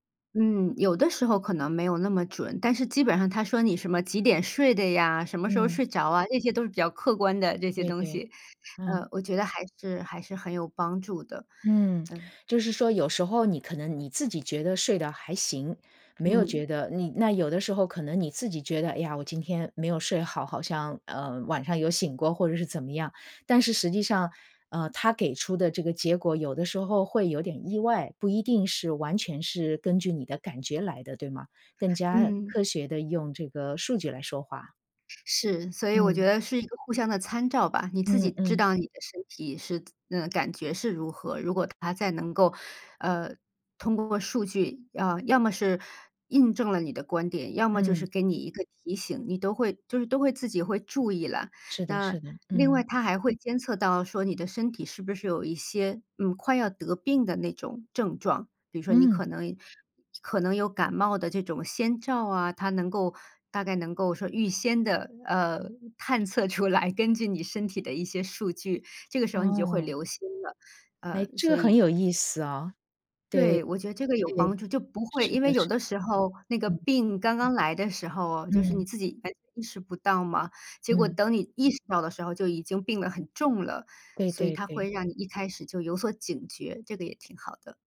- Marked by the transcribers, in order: lip smack; other background noise; laughing while speaking: "出来"
- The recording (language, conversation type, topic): Chinese, podcast, 你平时会怎么平衡使用电子设备和睡眠？